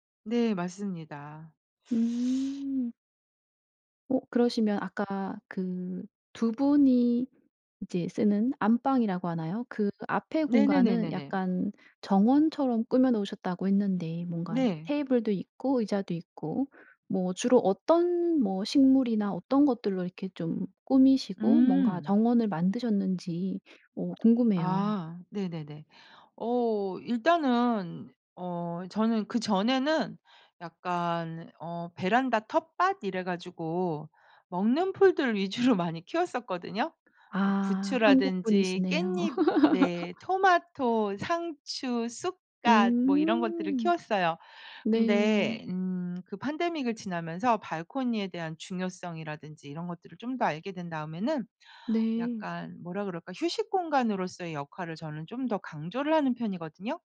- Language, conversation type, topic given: Korean, podcast, 작은 발코니를 멋지게 활용하는 방법이 있을까요?
- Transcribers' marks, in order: lip smack; laughing while speaking: "위주로"; tapping; laugh; in English: "pandemic을"